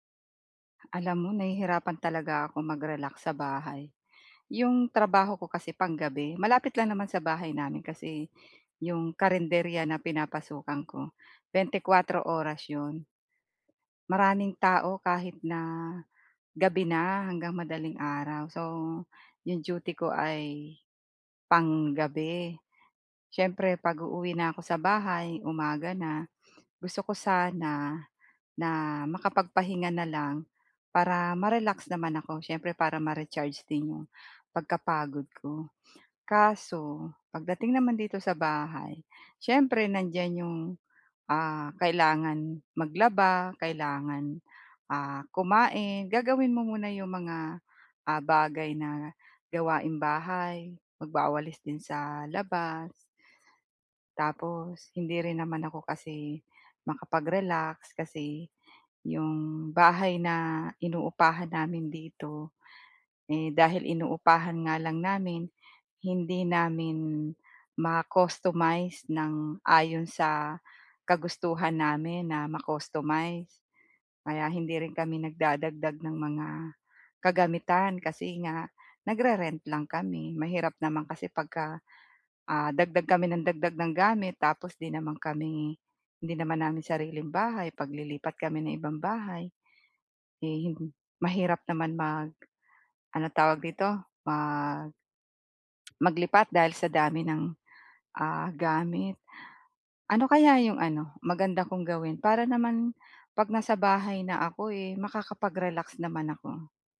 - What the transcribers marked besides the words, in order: other background noise; tsk
- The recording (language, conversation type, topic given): Filipino, advice, Bakit nahihirapan akong magpahinga at magrelaks kahit nasa bahay lang ako?